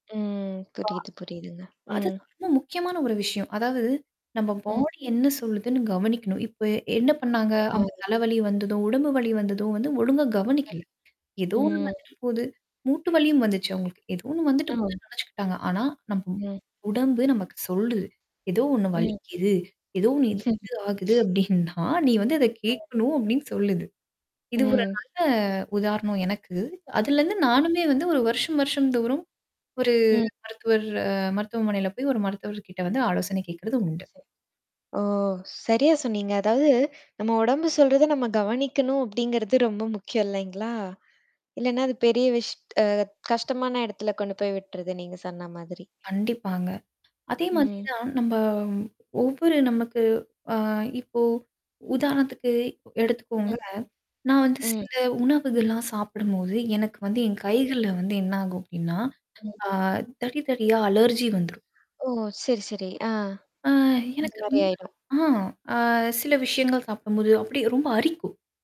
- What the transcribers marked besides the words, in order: static; unintelligible speech; tapping; distorted speech; in English: "பாடி"; other background noise; other noise; unintelligible speech; chuckle; background speech; mechanical hum; in English: "அலர்ஜி"
- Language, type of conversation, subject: Tamil, podcast, உடல்நலச் சின்னங்களை நீங்கள் பதிவு செய்வது உங்களுக்கு எப்படிப் பயன் தருகிறது?